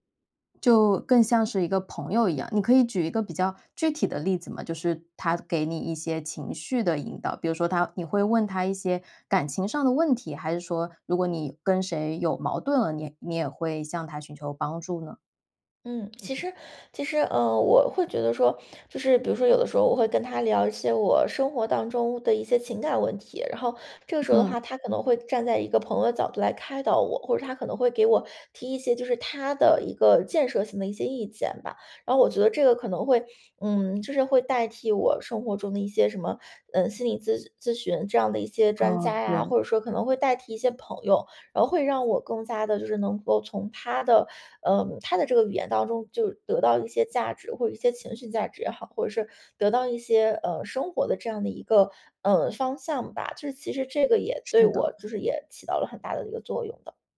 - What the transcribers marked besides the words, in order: other background noise
- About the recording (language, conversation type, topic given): Chinese, podcast, 你如何看待人工智能在日常生活中的应用？